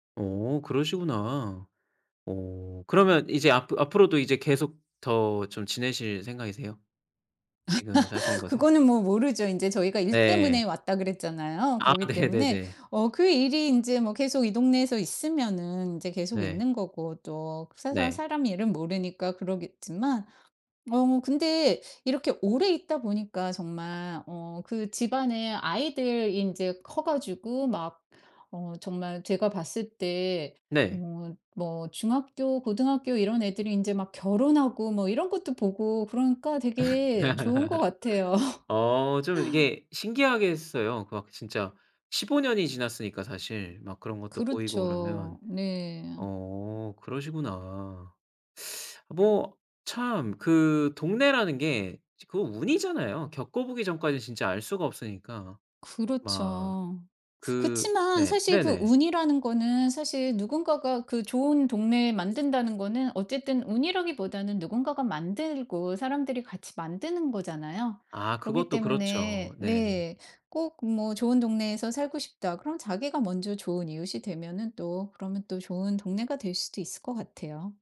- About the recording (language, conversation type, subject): Korean, podcast, 새 이웃을 환영하는 현실적 방법은 뭐가 있을까?
- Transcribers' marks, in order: laugh; laughing while speaking: "아 네네네"; laugh; laughing while speaking: "같아요"